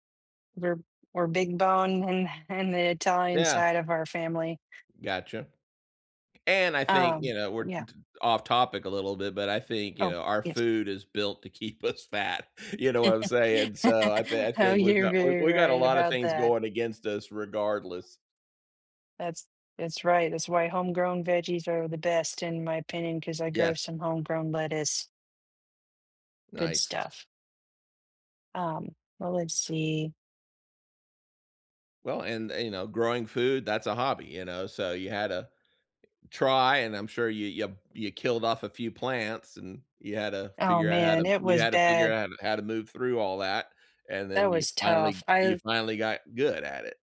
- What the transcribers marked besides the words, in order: stressed: "And"; laughing while speaking: "keep us fat"; laugh
- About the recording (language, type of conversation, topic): English, unstructured, How can you help someone overcome a fear of failure in their hobbies?
- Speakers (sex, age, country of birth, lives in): female, 35-39, United States, United States; male, 60-64, United States, United States